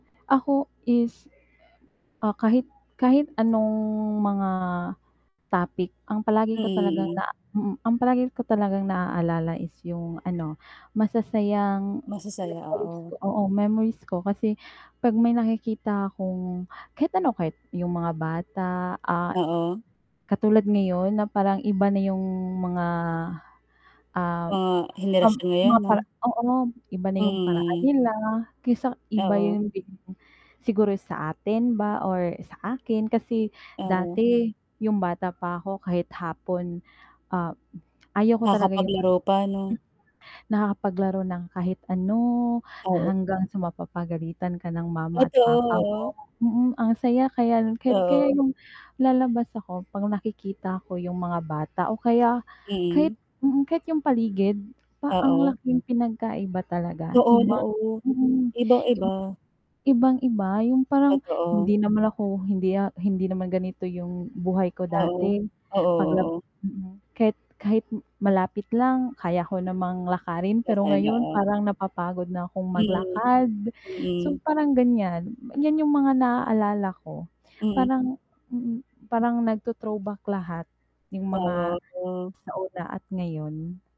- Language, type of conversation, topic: Filipino, unstructured, Ano ang mga masasayang kuwento tungkol sa kanila na palagi mong naiisip?
- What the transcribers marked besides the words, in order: static; other noise; other background noise; distorted speech; tapping; "kaya" said as "kayan"; "ganyan" said as "anyan"; unintelligible speech